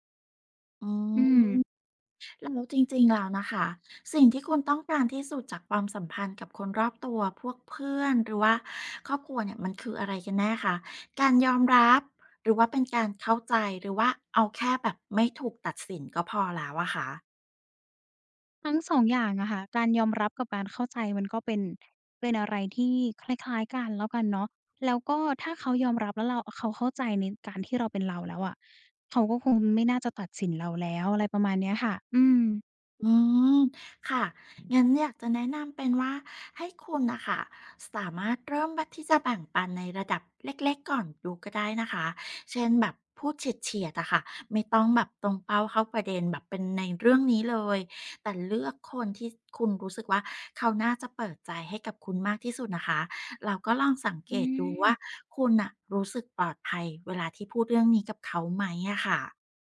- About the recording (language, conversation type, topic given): Thai, advice, คุณกำลังลังเลที่จะเปิดเผยตัวตนที่แตกต่างจากคนรอบข้างหรือไม่?
- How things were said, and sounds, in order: other background noise; wind